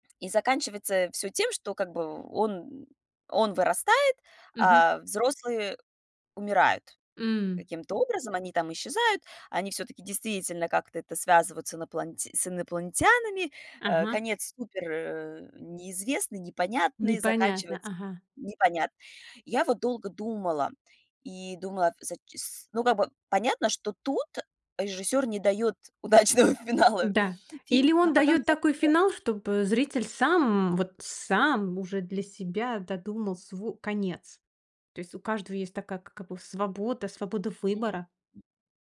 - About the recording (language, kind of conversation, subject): Russian, podcast, Что для тебя означает удачный финал фильма?
- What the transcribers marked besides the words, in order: laughing while speaking: "удачного финала"